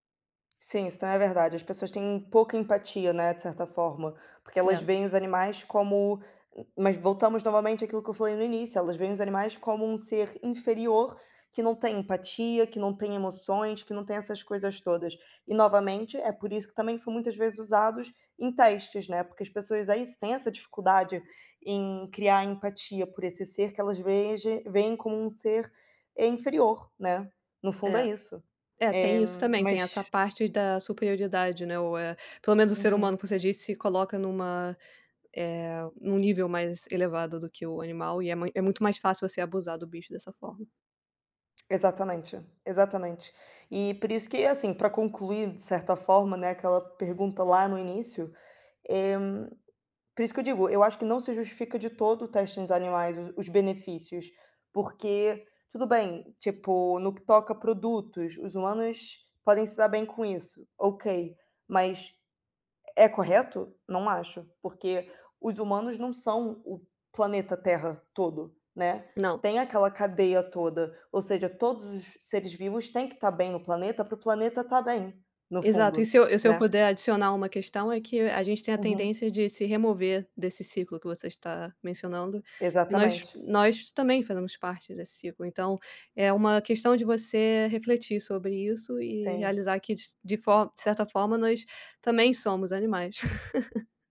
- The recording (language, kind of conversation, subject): Portuguese, unstructured, Qual é a sua opinião sobre o uso de animais em experimentos?
- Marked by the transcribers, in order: tapping; laugh